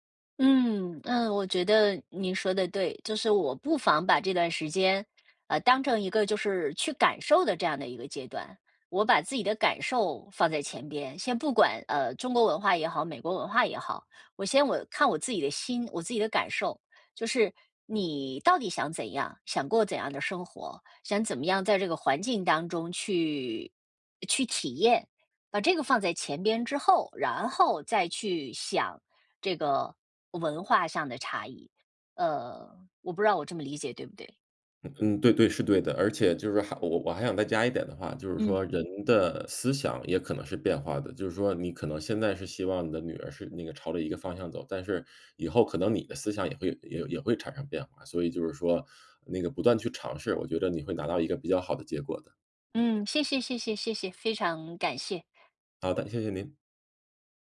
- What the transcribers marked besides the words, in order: other background noise
- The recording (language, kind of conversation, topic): Chinese, advice, 我该如何调整期待，并在新环境中重建日常生活？